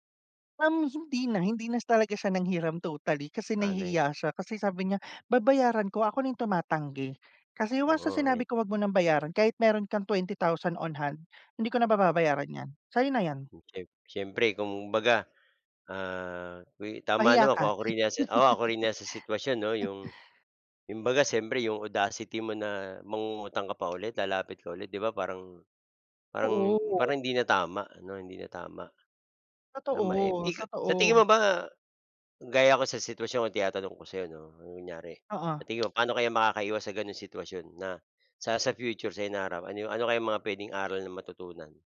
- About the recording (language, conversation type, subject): Filipino, unstructured, Paano mo hinaharap ang utang na hindi mo kayang bayaran?
- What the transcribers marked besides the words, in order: tapping; laugh